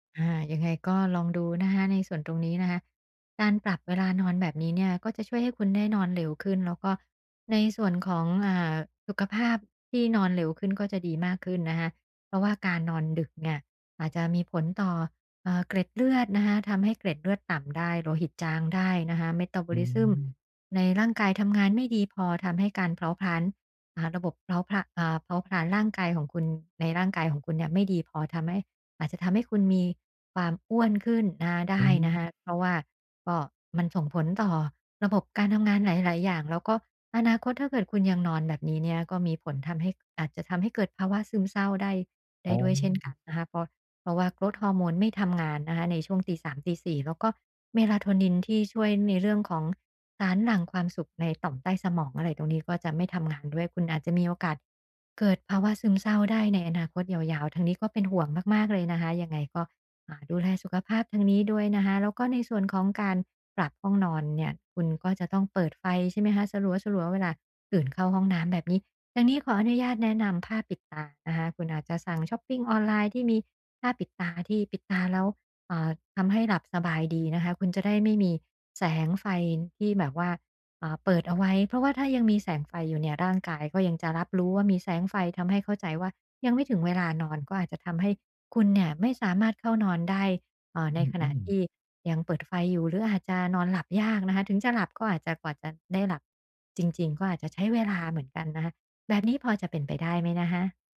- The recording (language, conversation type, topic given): Thai, advice, ฉันจะทำอย่างไรให้ตารางการนอนประจำวันของฉันสม่ำเสมอ?
- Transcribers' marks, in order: in English: "Metabolism"